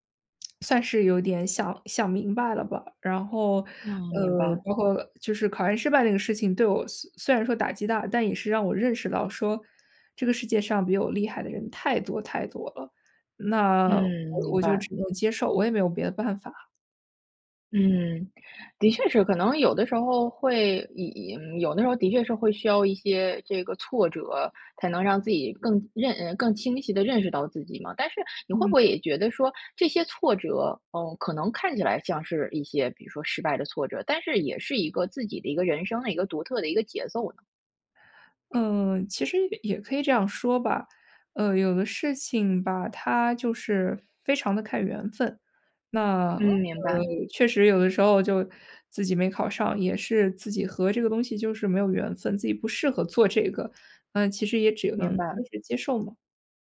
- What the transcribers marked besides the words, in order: tapping
- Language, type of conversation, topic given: Chinese, podcast, 你是如何停止与他人比较的？